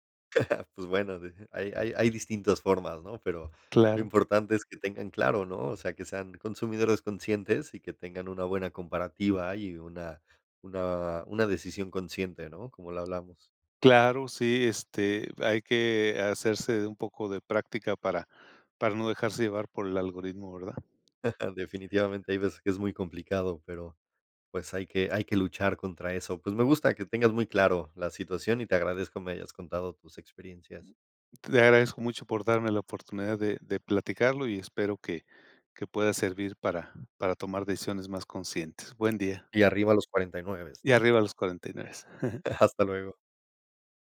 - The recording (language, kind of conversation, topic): Spanish, podcast, ¿Cómo influye el algoritmo en lo que consumimos?
- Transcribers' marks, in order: chuckle; other background noise; tapping; chuckle; chuckle